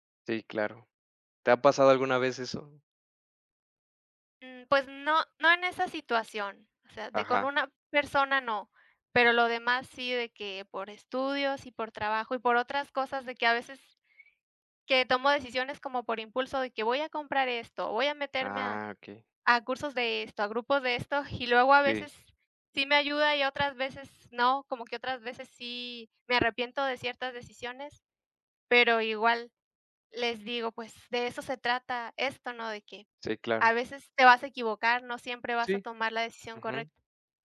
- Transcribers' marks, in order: none
- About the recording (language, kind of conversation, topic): Spanish, unstructured, ¿Cómo reaccionas si un familiar no respeta tus decisiones?